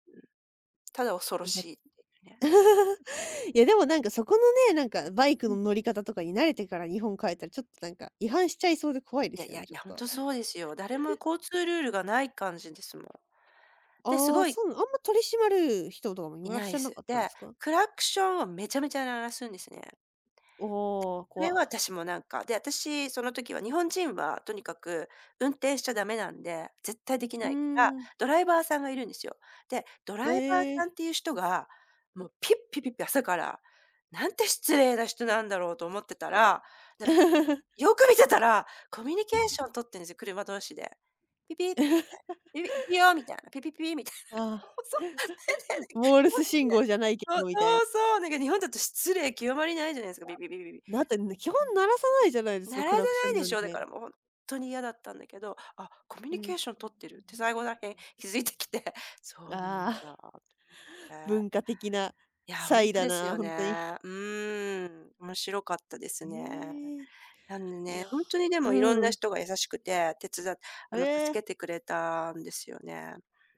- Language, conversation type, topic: Japanese, podcast, 旅先で出会った人に助けられた経験を聞かせてくれますか？
- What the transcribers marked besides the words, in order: laugh; chuckle; other background noise; laugh; tapping; laugh; laughing while speaking: "みたいな"; laugh; unintelligible speech; unintelligible speech; laughing while speaking: "気づいてきて"; chuckle